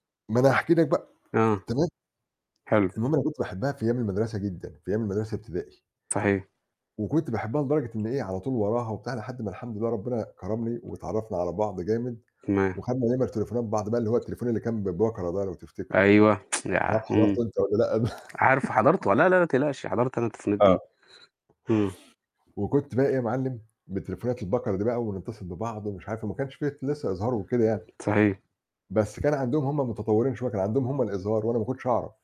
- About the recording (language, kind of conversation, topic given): Arabic, unstructured, إيه أحلى ذكرى من طفولتك وليه مش قادر/ة تنساها؟
- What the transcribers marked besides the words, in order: static; tsk; laugh; unintelligible speech